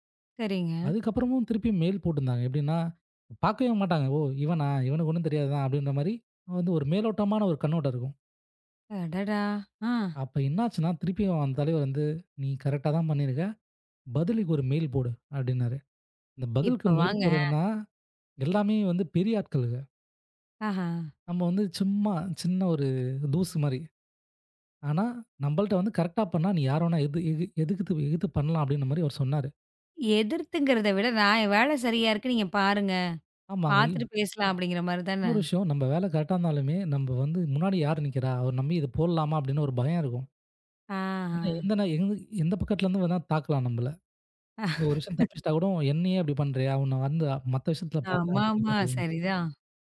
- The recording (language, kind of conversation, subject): Tamil, podcast, சிக்கலில் இருந்து உங்களை காப்பாற்றிய ஒருவரைப் பற்றி சொல்ல முடியுமா?
- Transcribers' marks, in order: in English: "மெயில்"; surprised: "அடடா! ஆ"; in English: "மெயில்"; other background noise; in English: "மெயில்"; "எதுத்துட்டு" said as "எதுக்கு துக்கு"; "எதுத்து" said as "எகுத்து"; laugh